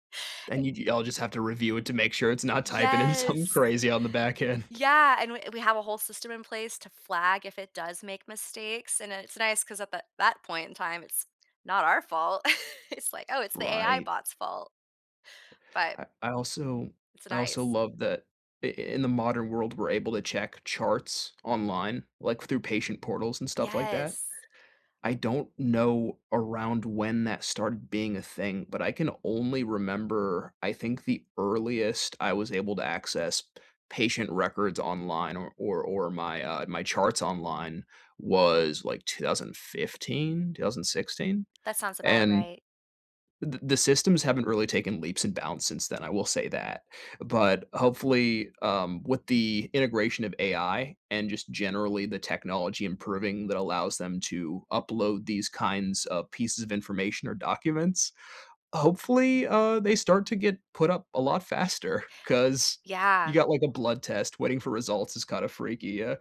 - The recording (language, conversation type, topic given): English, unstructured, What role do you think technology plays in healthcare?
- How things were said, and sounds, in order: laughing while speaking: "some"; laughing while speaking: "end"; chuckle; tapping